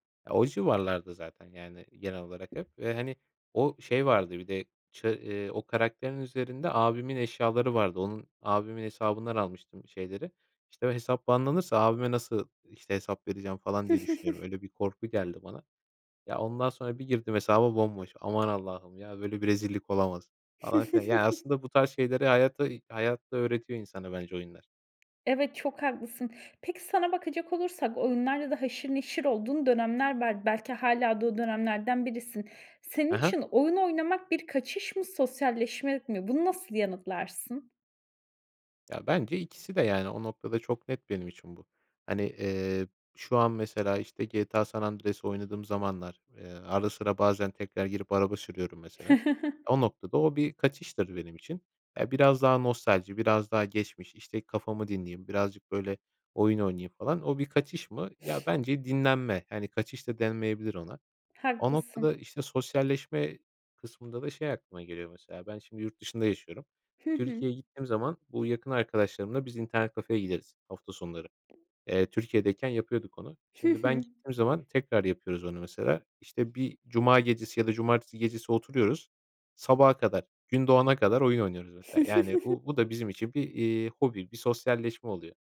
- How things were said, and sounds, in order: tapping; in English: "banlanırsa"; chuckle; chuckle; chuckle; sniff; other background noise; chuckle
- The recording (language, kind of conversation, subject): Turkish, podcast, Video oyunları senin için bir kaçış mı, yoksa sosyalleşme aracı mı?